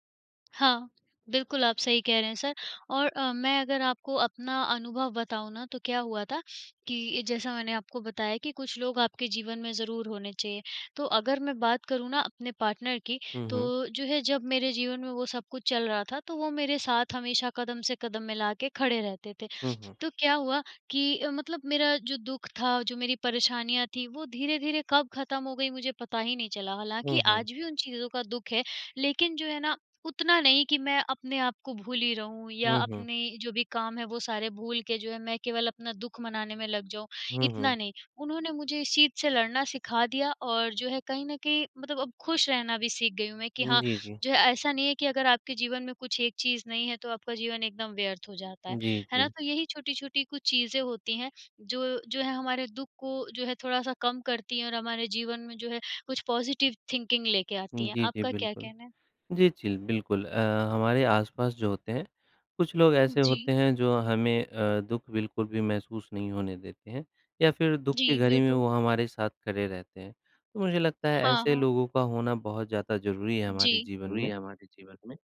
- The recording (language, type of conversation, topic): Hindi, unstructured, दुख के समय खुद को खुश रखने के आसान तरीके क्या हैं?
- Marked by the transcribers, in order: in English: "पार्टनर"; other background noise; in English: "पॉज़िटिव थिंकिंग"; background speech